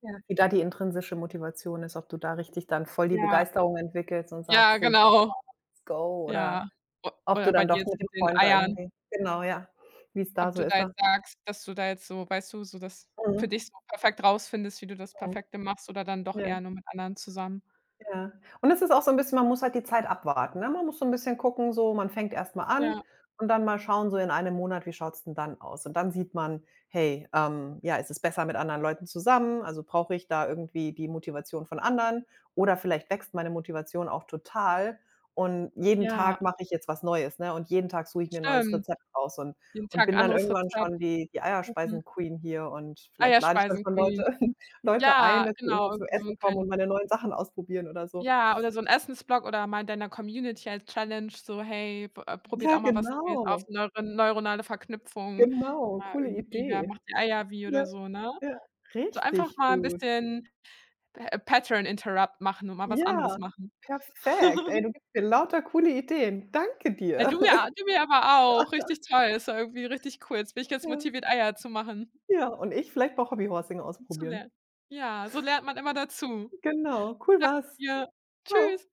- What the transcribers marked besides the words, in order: in English: "let's go"; other background noise; chuckle; in English: "Challenge"; in English: "P Pattern Interrupt"; chuckle; laugh; in English: "Hobby Horsing"
- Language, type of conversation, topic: German, unstructured, Was macht Lernen für dich spannend?